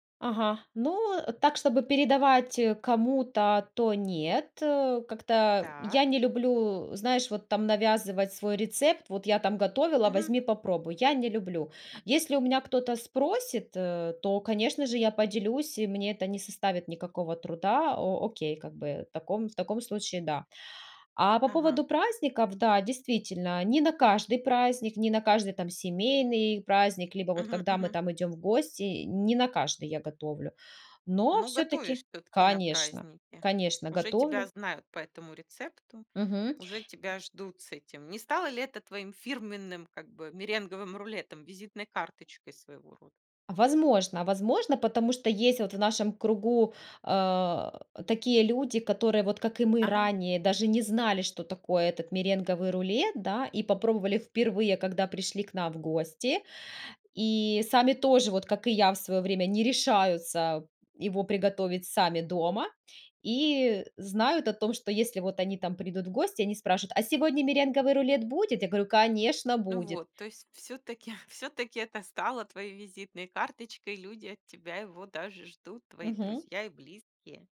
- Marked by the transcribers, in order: tapping; other background noise; chuckle
- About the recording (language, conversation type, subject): Russian, podcast, Какое у вас самое тёплое кулинарное воспоминание?